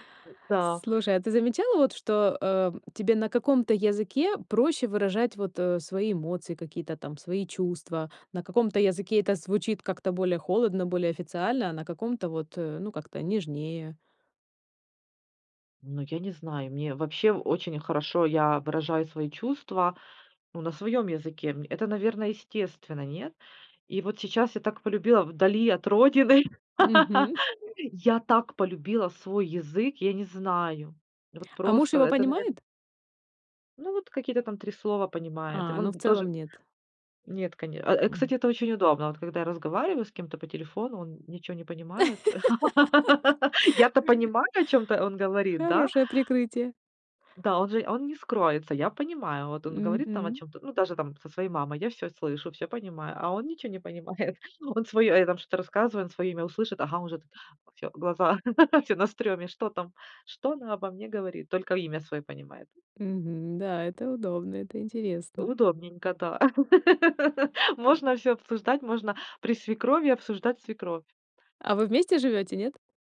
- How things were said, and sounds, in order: tapping; laugh; laugh; laughing while speaking: "не понимает"; laugh; laugh
- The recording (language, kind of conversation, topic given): Russian, podcast, Как язык, на котором говорят дома, влияет на ваше самоощущение?